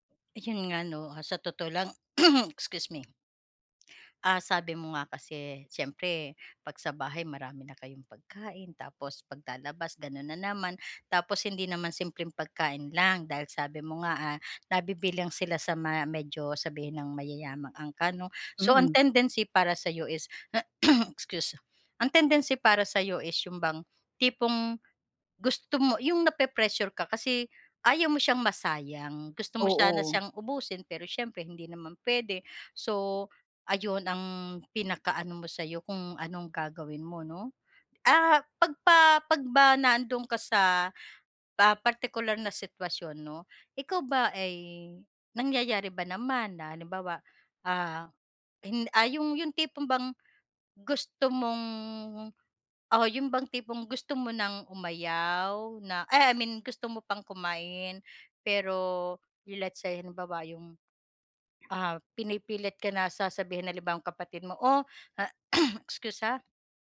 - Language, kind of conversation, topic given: Filipino, advice, Paano ko haharapin ang presyur ng ibang tao tungkol sa pagkain?
- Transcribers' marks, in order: throat clearing; throat clearing; tapping; cough